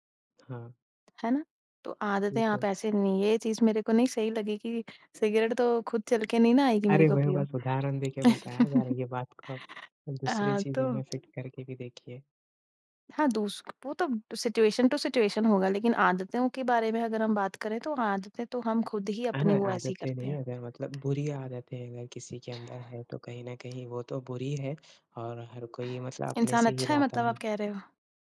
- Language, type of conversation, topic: Hindi, unstructured, अपने बारे में आपको कौन सी बात सबसे ज़्यादा पसंद है?
- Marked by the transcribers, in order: tapping; chuckle; in English: "फिट"; in English: "सिचूऐशन टू सिचूऐशन"